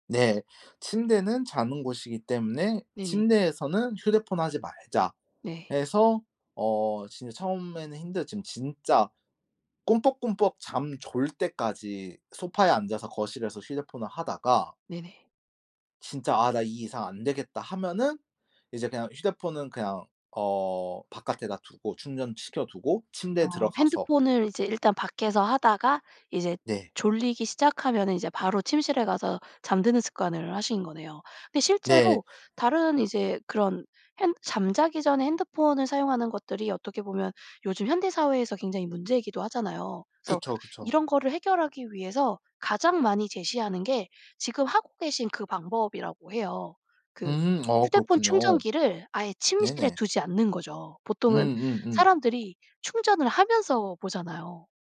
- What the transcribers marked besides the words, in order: other background noise; tapping
- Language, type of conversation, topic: Korean, podcast, 한 가지 습관이 삶을 바꾼 적이 있나요?